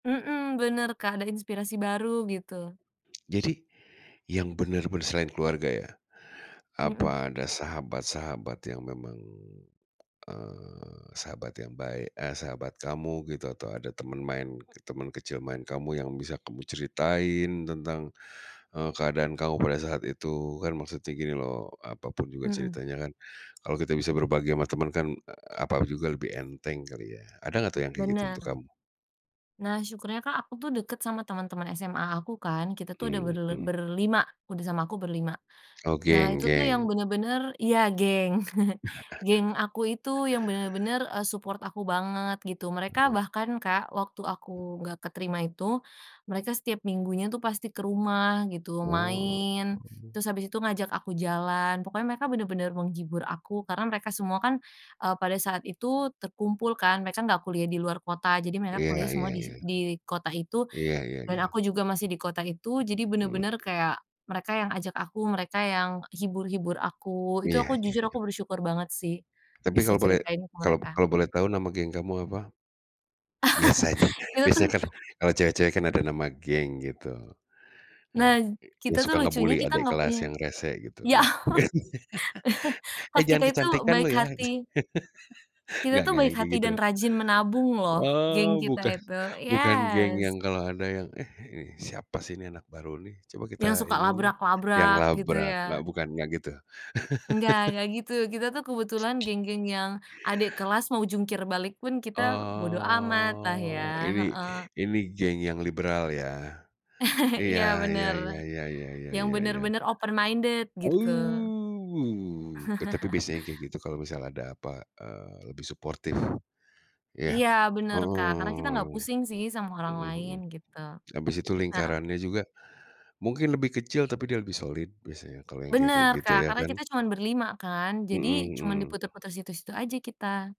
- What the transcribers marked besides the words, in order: chuckle; in English: "support"; tapping; other background noise; laugh; in English: "nge-bully"; laugh; laugh; laughing while speaking: "bukan"; put-on voice: "yes"; in English: "yes"; laugh; other noise; drawn out: "Oh"; chuckle; drawn out: "Oh"; in English: "open-minded"; chuckle
- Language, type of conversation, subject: Indonesian, podcast, Pernahkah kamu mengalami kegagalan dan belajar dari pengalaman itu?